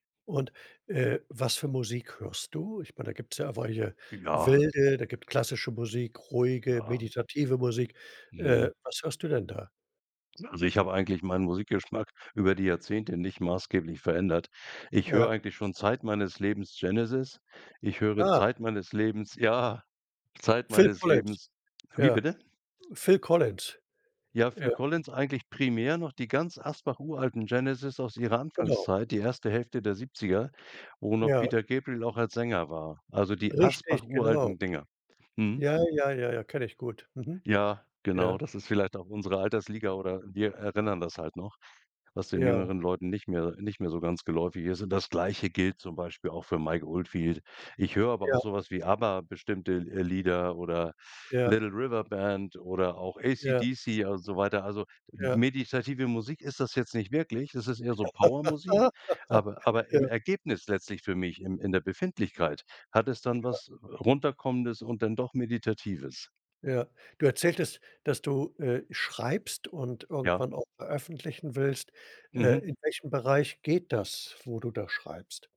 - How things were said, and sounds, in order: laughing while speaking: "ja"; unintelligible speech; other background noise; laugh
- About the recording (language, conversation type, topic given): German, podcast, Wie gehst du mit einer kreativen Blockade um?